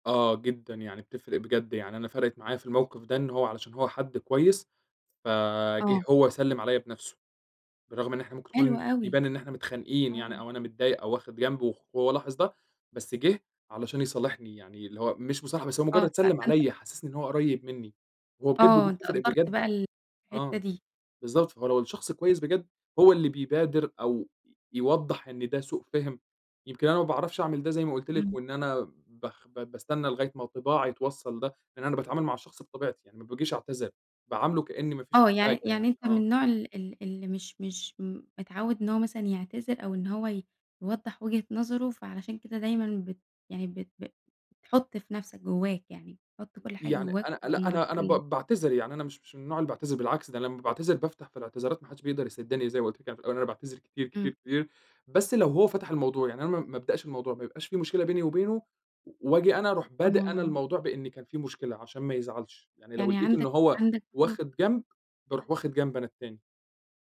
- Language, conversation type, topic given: Arabic, podcast, إزاي تتعامل مع مكالمة أو كلام فيه سوء فهم؟
- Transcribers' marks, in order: none